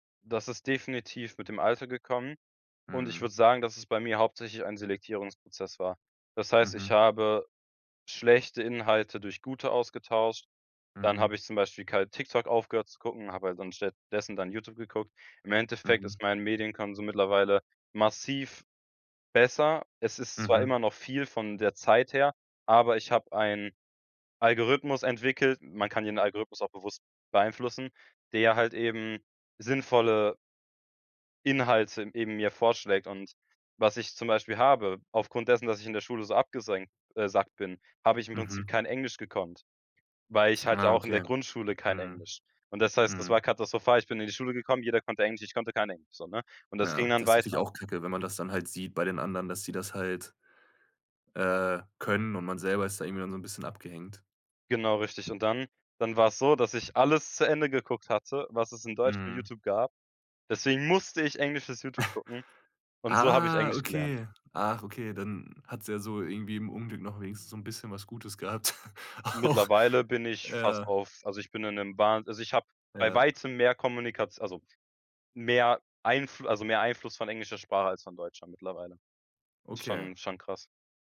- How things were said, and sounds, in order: stressed: "massiv"; stressed: "musste"; chuckle; surprised: "Ah, okay"; laughing while speaking: "gehabt, auch"
- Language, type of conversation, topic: German, podcast, Wie prägen Algorithmen unseren Medienkonsum?